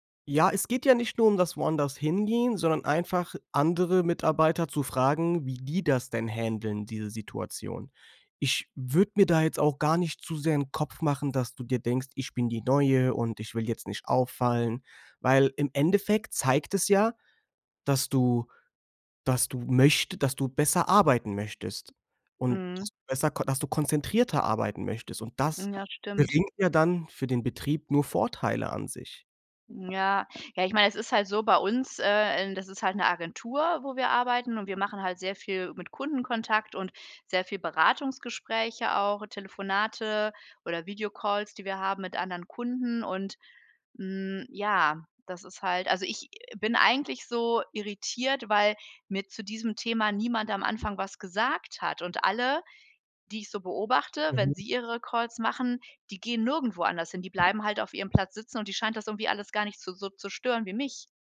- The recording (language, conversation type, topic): German, advice, Wie kann ich in einem geschäftigen Büro ungestörte Zeit zum konzentrierten Arbeiten finden?
- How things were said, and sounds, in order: none